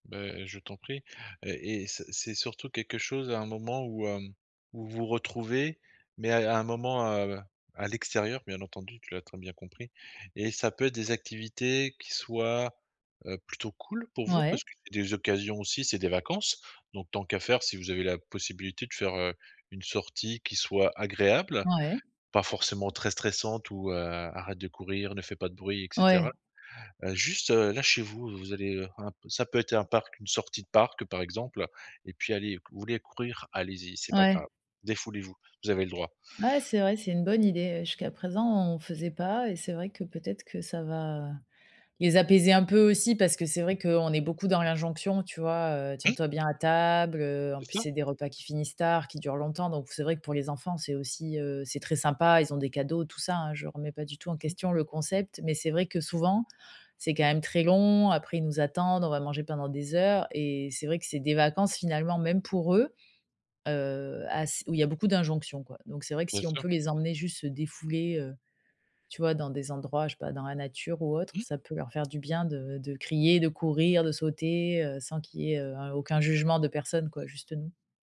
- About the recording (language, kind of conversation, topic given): French, advice, Comment éviter d’être épuisé après des événements sociaux ?
- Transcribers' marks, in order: tapping